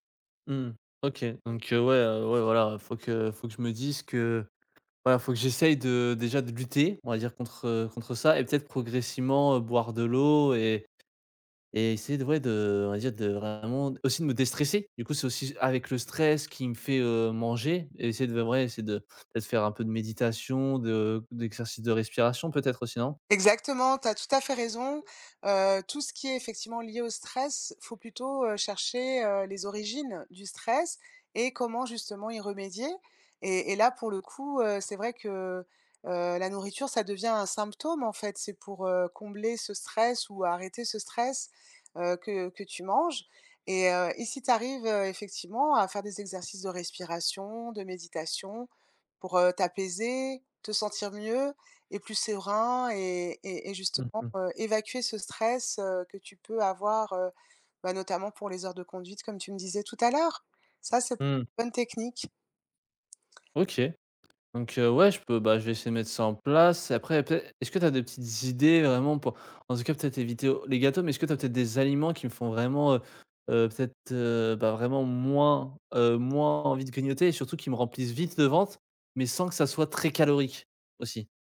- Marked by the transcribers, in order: other background noise
- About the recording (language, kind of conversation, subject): French, advice, Comment puis-je arrêter de grignoter entre les repas sans craquer tout le temps ?